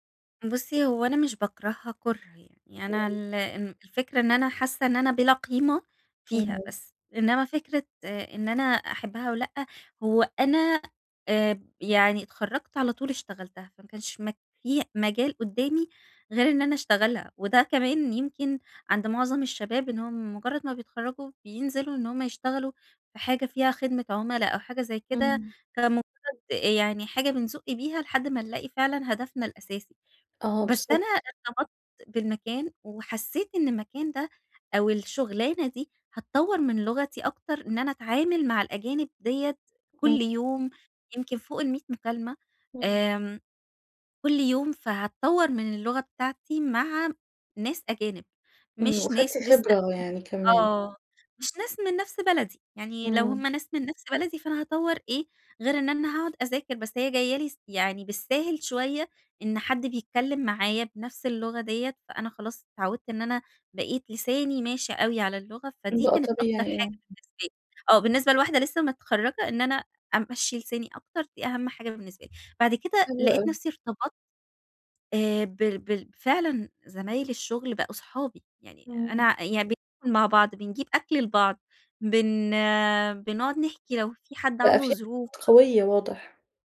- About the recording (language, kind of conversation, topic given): Arabic, advice, شعور إن شغلي مالوش معنى
- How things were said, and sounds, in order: other background noise; tapping; unintelligible speech